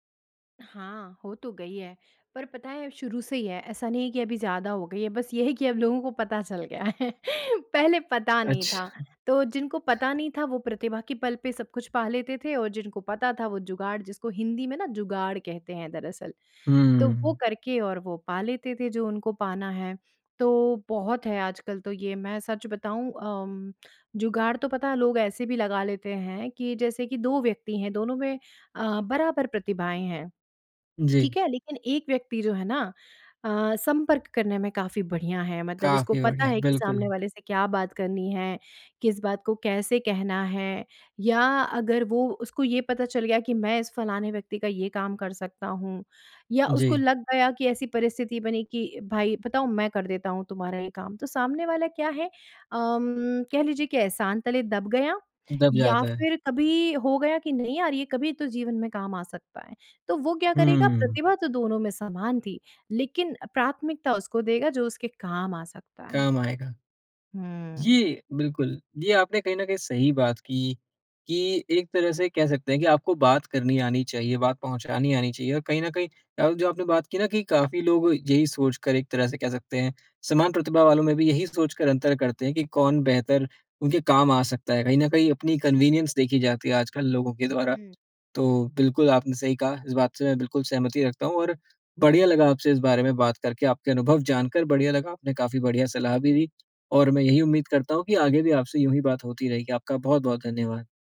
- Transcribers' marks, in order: laughing while speaking: "पता चल गया है पहले"; in English: "कन्वीनियंस"
- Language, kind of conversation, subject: Hindi, podcast, करियर बदलने के लिए नेटवर्किंग कितनी महत्वपूर्ण होती है और इसके व्यावहारिक सुझाव क्या हैं?